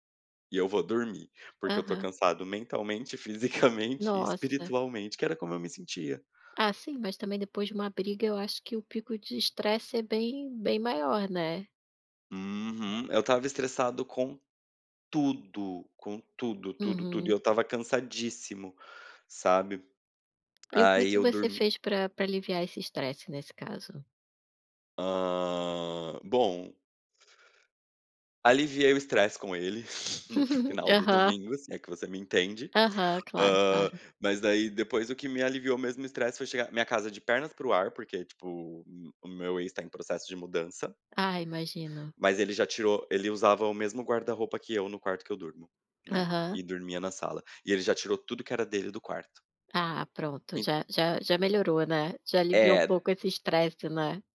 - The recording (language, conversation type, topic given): Portuguese, podcast, Que hábitos ajudam a controlar o estresse no dia a dia?
- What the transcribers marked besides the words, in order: snort; giggle